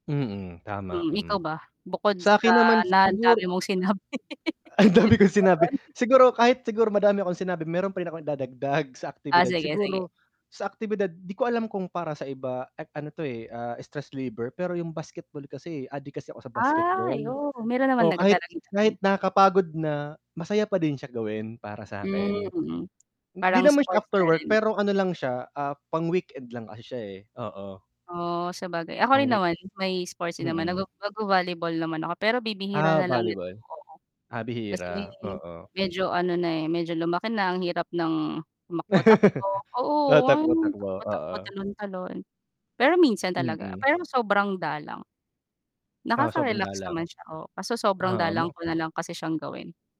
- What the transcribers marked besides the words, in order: distorted speech; static; laughing while speaking: "sinabi"; giggle; unintelligible speech; "reliever" said as "liver"; tapping; laugh
- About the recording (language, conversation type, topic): Filipino, unstructured, Ano ang paborito mong gawin kapag may libreng oras ka?